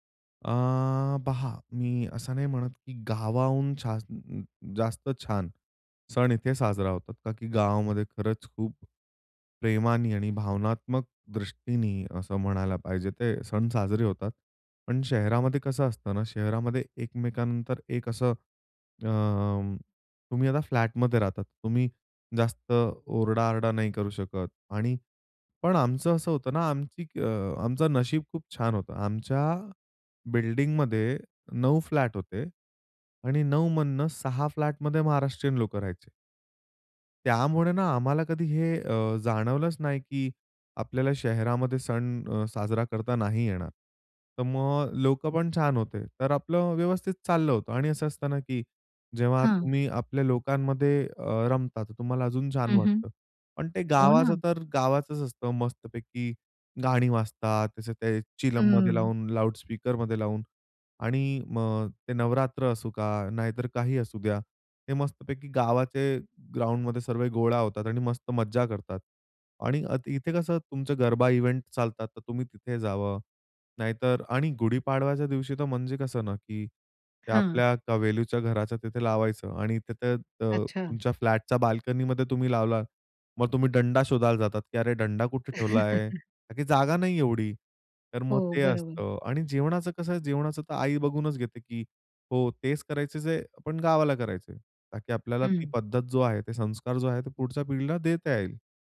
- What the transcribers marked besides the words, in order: in English: "फ्लॅटमध्ये"; in English: "बिल्डिंगमध्ये"; in English: "फ्लॅट"; in English: "फ्लॅटमध्ये"; in Turkish: "चिलममध्ये"; in English: "लाउडस्पीकरमध्ये"; in English: "ग्राउंडमध्ये"; in Gujarati: "गरबा"; in English: "इव्हेंट"; in English: "फ्लॅटच्या बाल्कनीमध्ये"; chuckle
- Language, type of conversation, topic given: Marathi, podcast, परदेशात किंवा शहरात स्थलांतर केल्याने तुमच्या कुटुंबात कोणते बदल झाले?